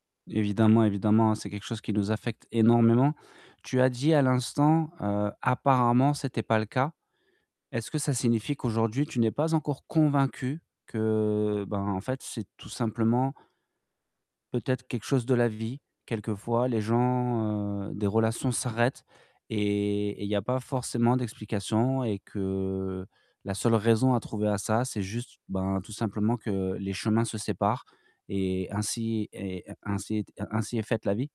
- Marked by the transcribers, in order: background speech; distorted speech
- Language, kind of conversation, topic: French, advice, Comment puis-je rebondir après un rejet et retrouver rapidement confiance en moi ?